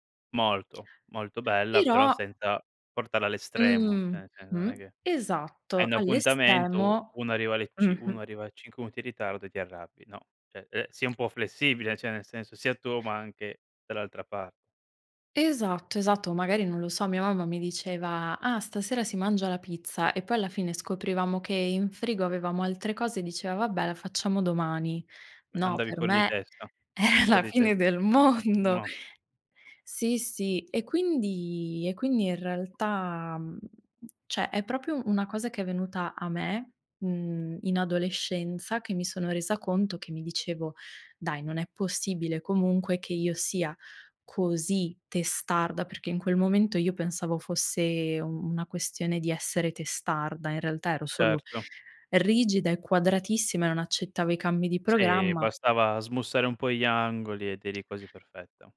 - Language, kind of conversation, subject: Italian, podcast, Hai mai imparato qualcosa fuori da scuola che ti sia stato davvero utile?
- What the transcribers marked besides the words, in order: other background noise; "cioè" said as "ceh"; "cioè" said as "ceh"; laughing while speaking: "è"; drawn out: "quindi"; "cioè" said as "ceh"